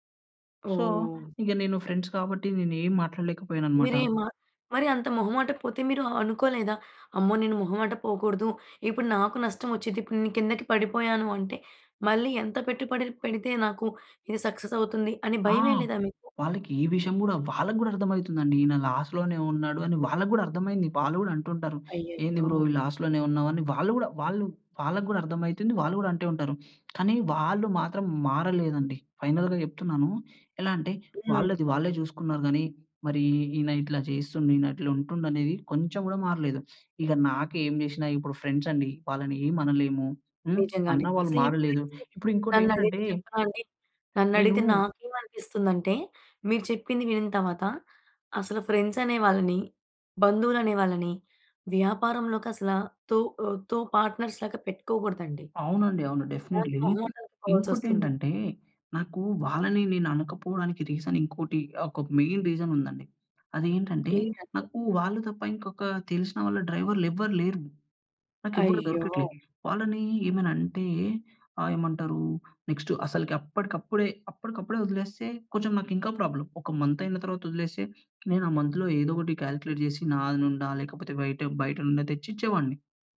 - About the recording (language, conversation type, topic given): Telugu, podcast, పడి పోయిన తర్వాత మళ్లీ లేచి నిలబడేందుకు మీ రహసం ఏమిటి?
- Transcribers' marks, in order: in English: "సో"; other background noise; in English: "ఫ్రెండ్స్"; "పెట్టుబడి" said as "పెట్టుపడి"; in English: "లాస్‌లోనే"; in English: "బ్రో"; in English: "లాస్‌లోనే"; tapping; in English: "ఫైనల్‌గా"; in English: "ఫ్రెండ్స్‌ని"; "తరవాత" said as "తవాత"; in English: "తో పార్ట్‌నర్స్‌లాగా"; "కో" said as "తో"; in English: "డెఫినిట్లీ"; in English: "మెయిన్"; background speech; in English: "నెక్స్ట్"; in English: "ప్రాబ్లమ్"; in English: "మంత్‍లో"; in English: "కాలిక్లేట్"